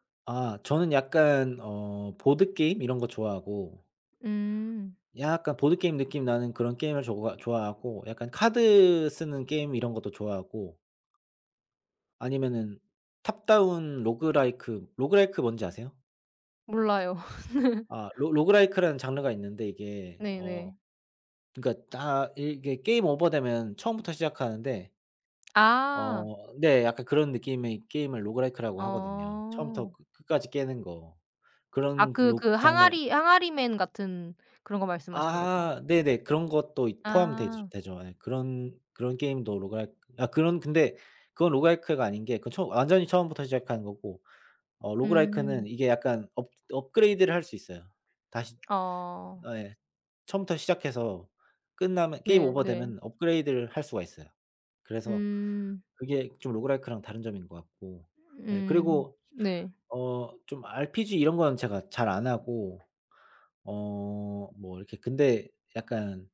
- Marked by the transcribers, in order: tapping; in English: "탑다운"; other background noise; laugh
- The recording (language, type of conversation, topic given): Korean, unstructured, 기분 전환할 때 추천하고 싶은 취미가 있나요?